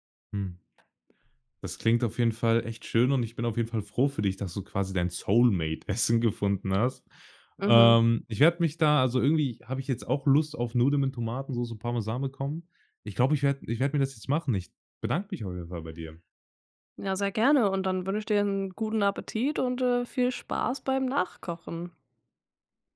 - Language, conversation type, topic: German, podcast, Erzähl mal: Welches Gericht spendet dir Trost?
- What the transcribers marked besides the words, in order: tapping; other background noise; in English: "Soulmate"; laughing while speaking: "Essen"